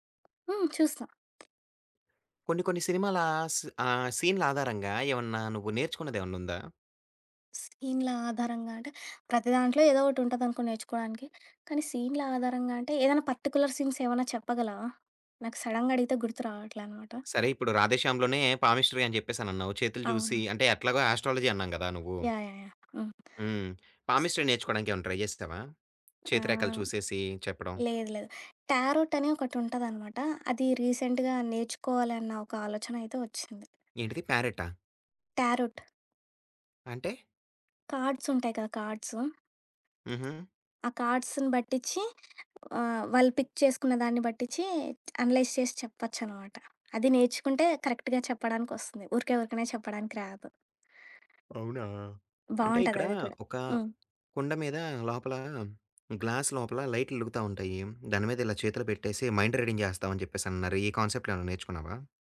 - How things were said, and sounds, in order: other background noise; tapping; in English: "పర్టికులర్ సీన్స్"; in English: "సడెన్‌గా"; in English: "పామ్‌హిస్టరి"; in English: "ఆస్ట్రాలజీ"; in English: "పామిస్టరీ"; in English: "ట్రై"; in English: "టారోట్"; in English: "రీసెంట్‌గా"; in English: "ట్యారోట్"; in English: "కార్డ్స్"; in English: "కార్డ్స్‌ని"; in English: "పిక్"; in English: "అనలైజ్"; in English: "కరెక్ట్‌గా"; in English: "గ్లాస్"; in English: "మైండ్ రీడింగ్"; in English: "కాన్సెప్ట్"
- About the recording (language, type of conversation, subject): Telugu, podcast, సొంతంగా కొత్త విషయం నేర్చుకున్న అనుభవం గురించి చెప్పగలవా?